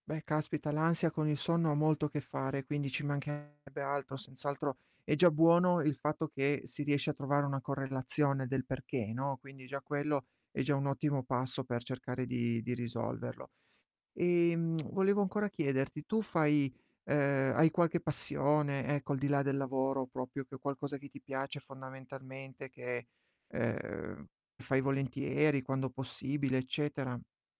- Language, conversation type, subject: Italian, advice, Perché mi sento stanco al risveglio anche dopo aver dormito?
- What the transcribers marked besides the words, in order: distorted speech; "proprio" said as "propio"